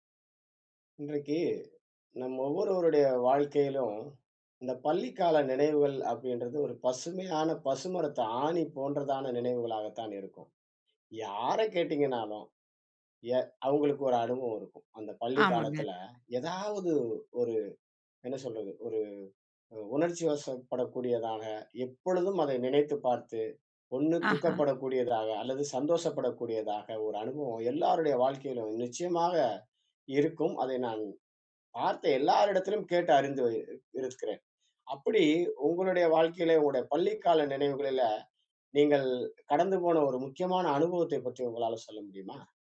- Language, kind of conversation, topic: Tamil, podcast, பள்ளிக்கால நினைவுகளில் உங்களுக்கு மிகவும் முக்கியமாக நினைவில் நிற்கும் ஒரு அனுபவம் என்ன?
- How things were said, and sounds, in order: none